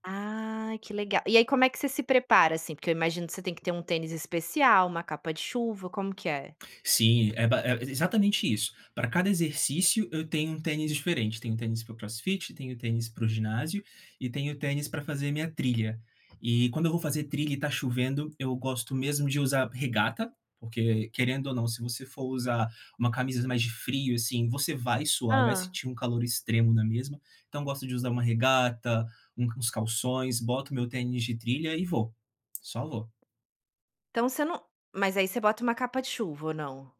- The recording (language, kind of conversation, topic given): Portuguese, podcast, Que hobby te ajuda a relaxar depois do trabalho?
- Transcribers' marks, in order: tapping